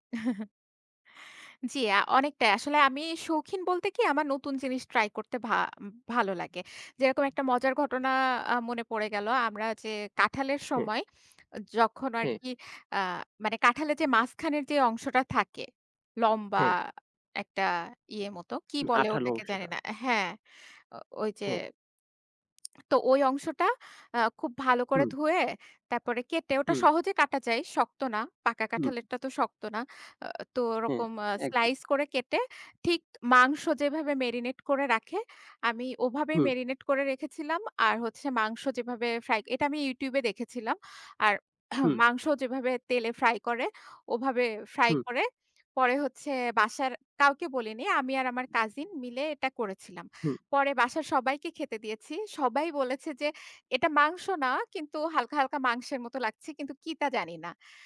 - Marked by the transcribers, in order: chuckle; other background noise; tapping; throat clearing
- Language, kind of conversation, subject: Bengali, unstructured, আপনি কি কখনও রান্নায় নতুন কোনো রেসিপি চেষ্টা করেছেন?